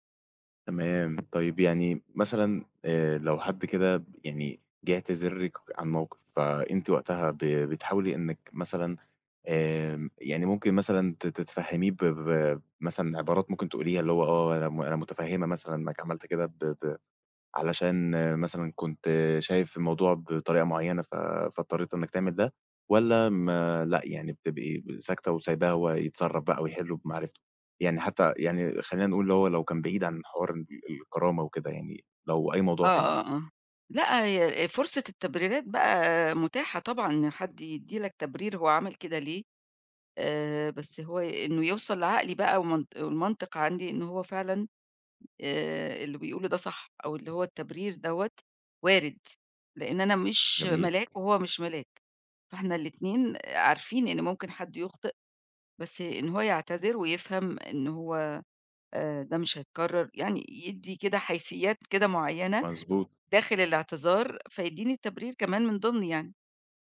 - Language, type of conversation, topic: Arabic, podcast, إيه الطرق البسيطة لإعادة بناء الثقة بعد ما يحصل خطأ؟
- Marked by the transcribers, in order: other background noise